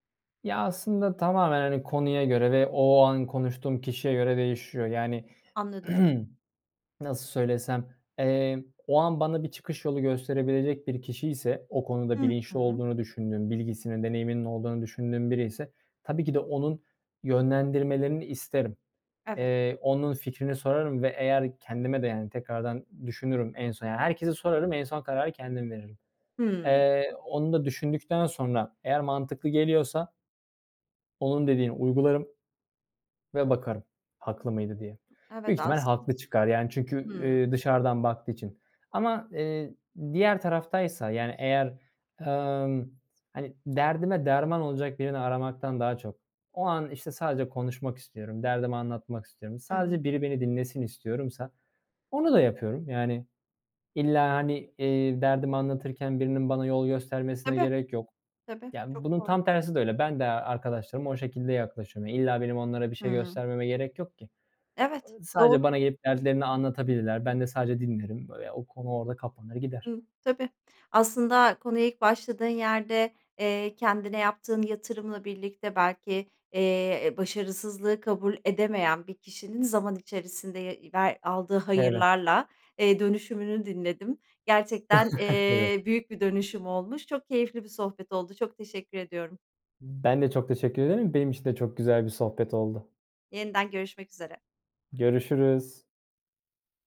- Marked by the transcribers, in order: throat clearing; other background noise; tapping; "istiyorsam" said as "istiyorumsa"; chuckle
- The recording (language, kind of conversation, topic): Turkish, podcast, Hayatında başarısızlıktan öğrendiğin en büyük ders ne?